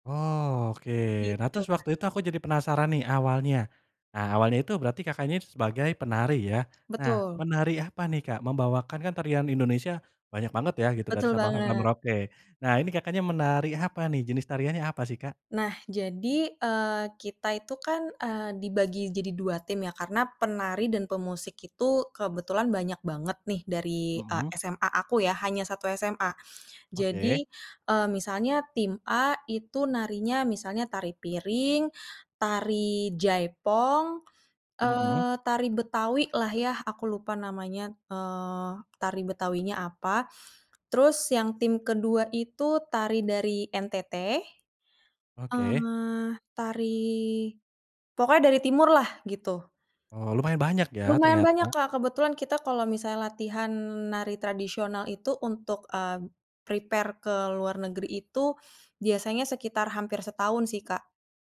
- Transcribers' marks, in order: other background noise; in English: "prepare"
- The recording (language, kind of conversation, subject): Indonesian, podcast, Apa pengalaman budaya yang paling berkesan saat kamu sedang jalan-jalan?